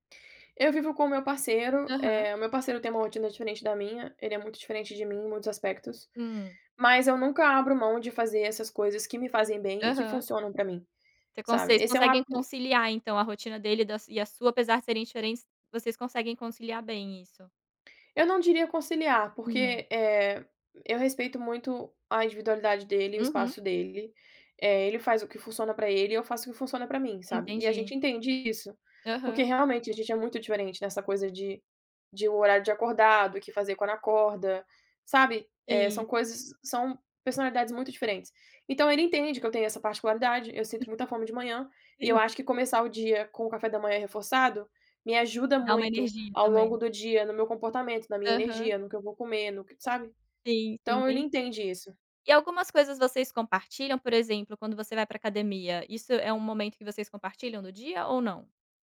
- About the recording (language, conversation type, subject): Portuguese, podcast, O que você faz para cuidar da sua saúde mental?
- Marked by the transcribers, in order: chuckle